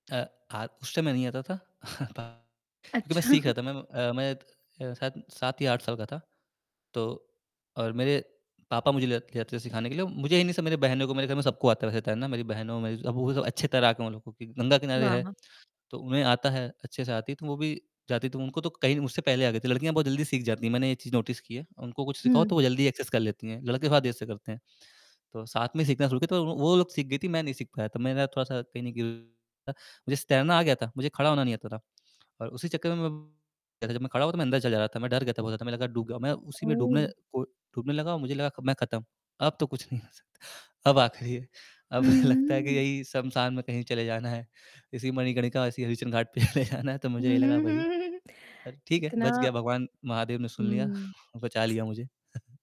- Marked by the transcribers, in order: static; chuckle; chuckle; other background noise; in English: "नोटिस"; in English: "एक्सेस"; distorted speech; tapping; laughing while speaking: "आख़िरी है, अब लगता है कि"; chuckle; laughing while speaking: "चले जाना है"; chuckle
- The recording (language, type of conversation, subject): Hindi, podcast, नदियों से आप ज़िंदगी के बारे में क्या सीखते हैं?
- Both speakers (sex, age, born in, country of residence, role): female, 35-39, India, India, host; male, 20-24, India, India, guest